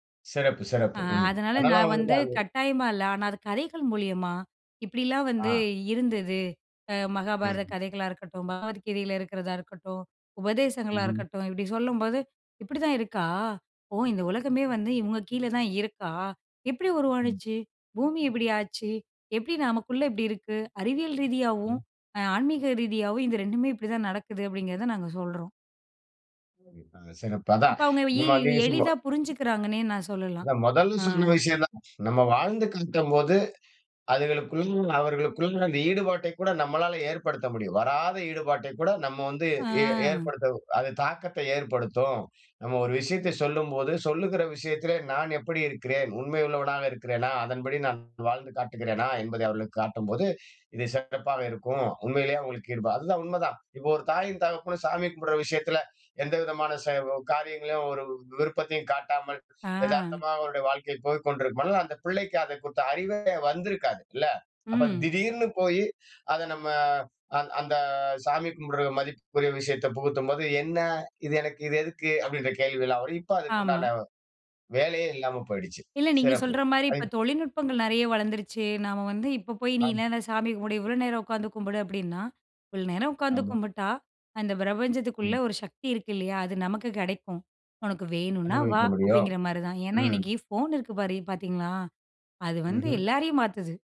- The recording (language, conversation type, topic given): Tamil, podcast, அடுத்த தலைமுறைக்கு நீங்கள் ஒரே ஒரு மதிப்பை மட்டும் வழங்க வேண்டுமென்றால், அது எது?
- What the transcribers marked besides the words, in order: unintelligible speech; unintelligible speech; unintelligible speech